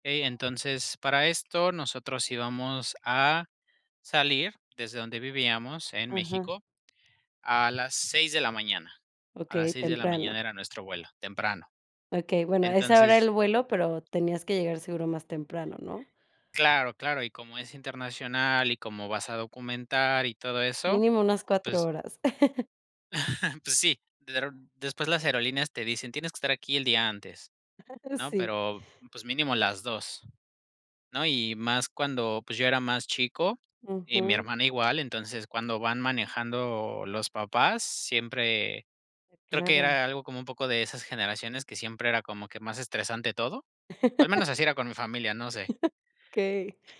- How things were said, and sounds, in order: tapping; other background noise; laugh; chuckle; chuckle; laugh
- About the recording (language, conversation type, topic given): Spanish, podcast, ¿Cuál ha sido tu peor experiencia al viajar y cómo la resolviste?